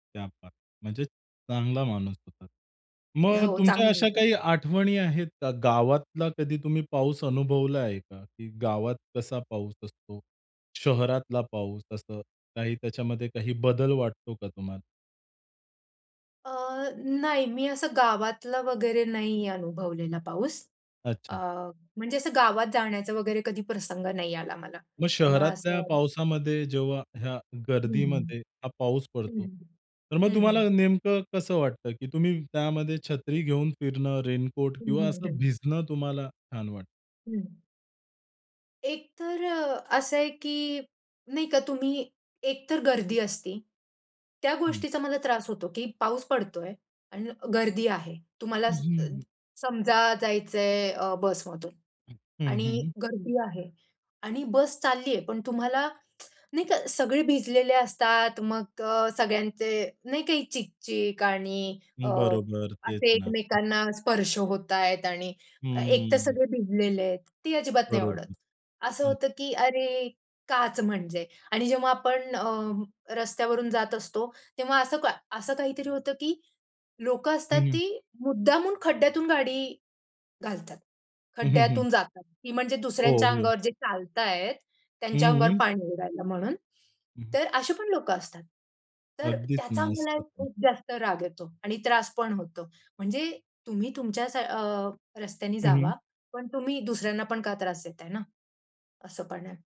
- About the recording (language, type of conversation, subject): Marathi, podcast, पावसाळ्यात बाहेर जाण्याचा तुमचा अनुभव कसा असतो?
- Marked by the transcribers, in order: in Hindi: "क्या बात है!"; tsk